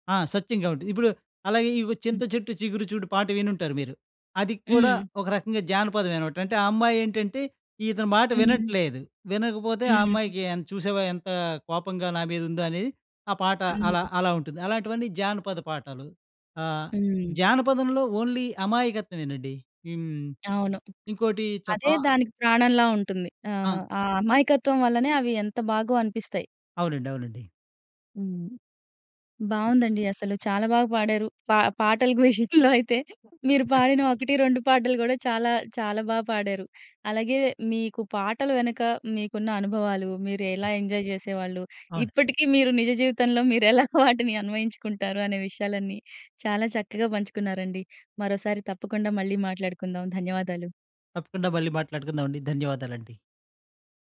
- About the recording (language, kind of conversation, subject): Telugu, podcast, ఒక పాట వింటే మీ చిన్నప్పటి జ్ఞాపకాలు గుర్తుకు వస్తాయా?
- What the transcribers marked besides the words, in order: in English: "ఓన్లీ"; tapping; other background noise; laughing while speaking: "విషయంలో అయితే, మీరు పాడిన ఒకటి, రెండు పాటలు"; chuckle; in English: "ఎంజాయ్"; other noise; laughing while speaking: "మీరెలా వాటిని అన్వయించుకుంటారు"